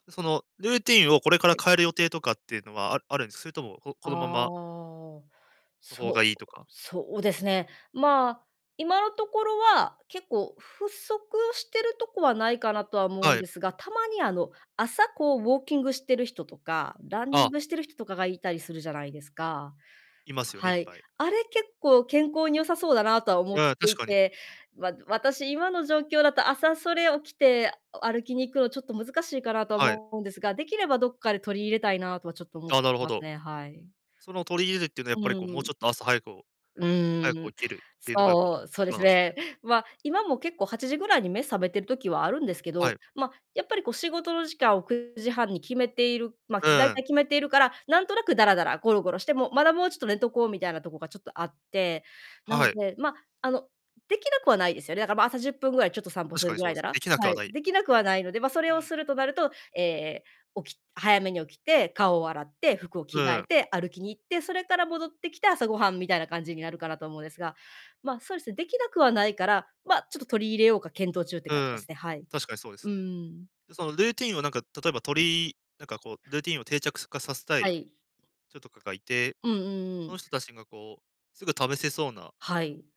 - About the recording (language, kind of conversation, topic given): Japanese, podcast, 朝の習慣はどのように整えていますか？
- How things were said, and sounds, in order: distorted speech; other noise